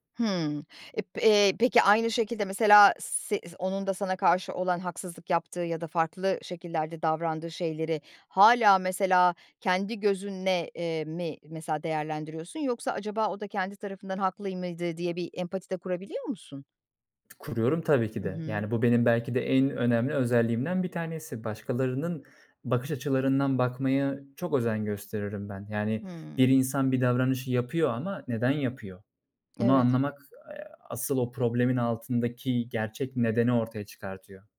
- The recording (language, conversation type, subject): Turkish, podcast, Başarısızlıktan öğrendiğin en önemli ders nedir?
- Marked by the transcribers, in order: tapping